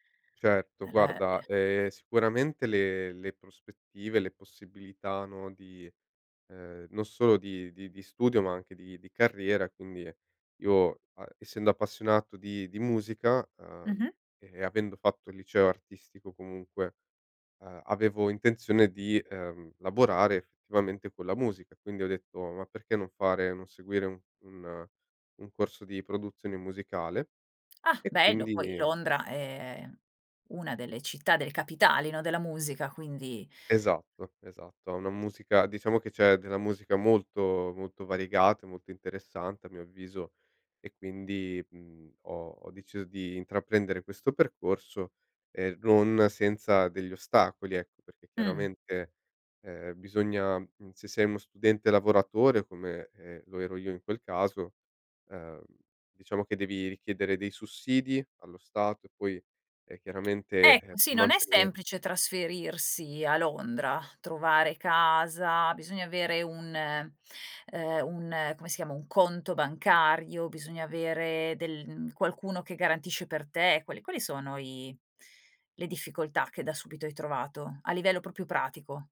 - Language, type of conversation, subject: Italian, podcast, Mi racconti di un trasferimento o di un viaggio che ti ha cambiato?
- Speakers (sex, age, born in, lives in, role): female, 45-49, Italy, Italy, host; male, 30-34, Italy, Italy, guest
- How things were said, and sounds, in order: tapping